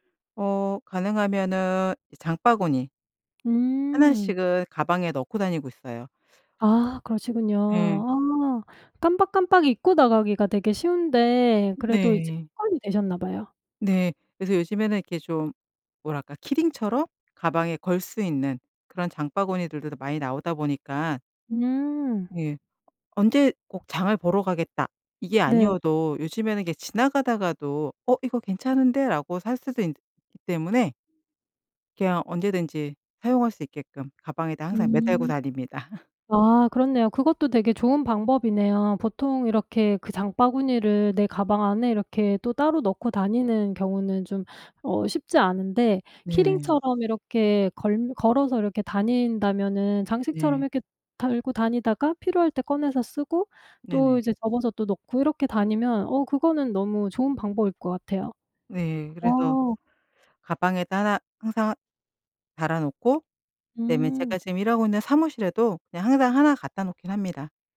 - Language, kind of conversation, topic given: Korean, podcast, 플라스틱 사용을 현실적으로 줄일 수 있는 방법은 무엇인가요?
- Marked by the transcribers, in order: other background noise; tapping; laugh